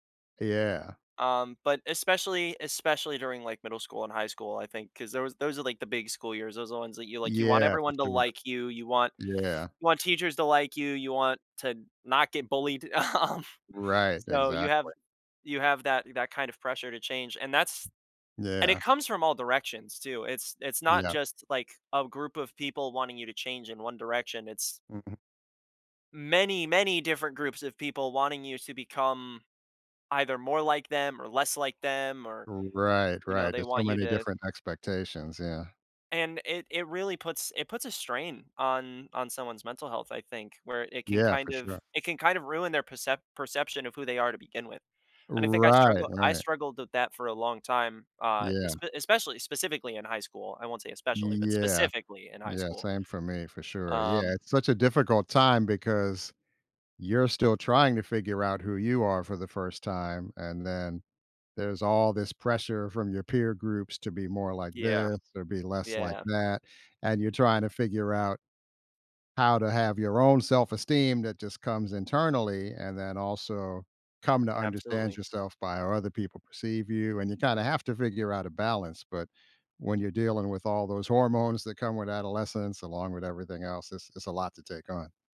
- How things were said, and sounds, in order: laughing while speaking: "Um"
- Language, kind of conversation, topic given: English, unstructured, What influences the way we see ourselves and decide whether to change?
- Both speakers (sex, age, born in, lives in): male, 20-24, United States, United States; male, 55-59, United States, United States